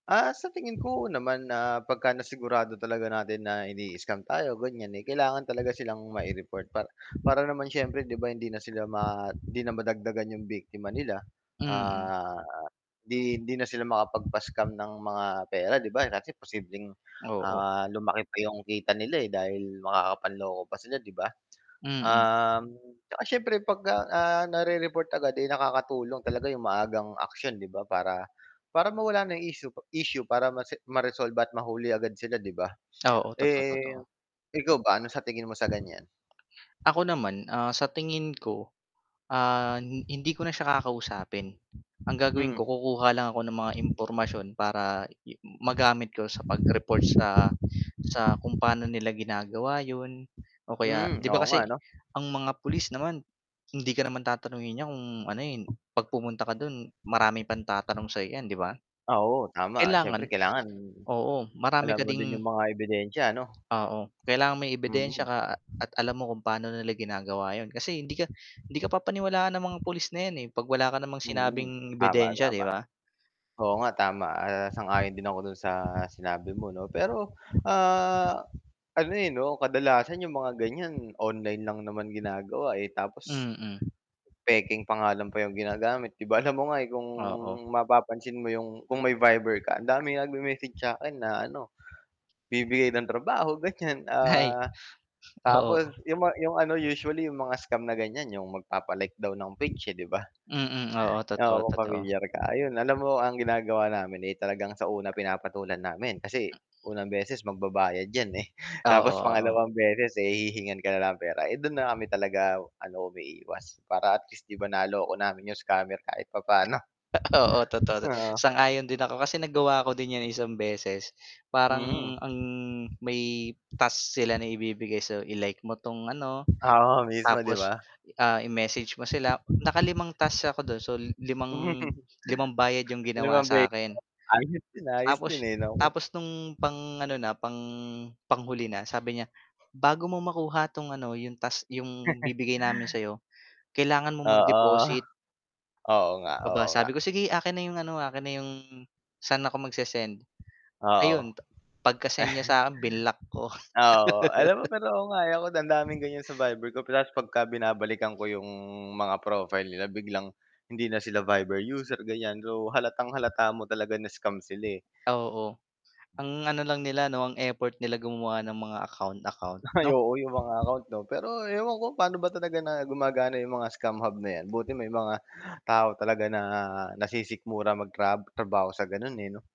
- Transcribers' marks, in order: static; wind; tsk; other background noise; lip smack; tapping; lip smack; chuckle; chuckle; distorted speech; chuckle; chuckle; laugh
- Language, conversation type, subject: Filipino, unstructured, Paano mo haharapin ang mga taong nanlilinlang at kumukuha ng pera ng iba?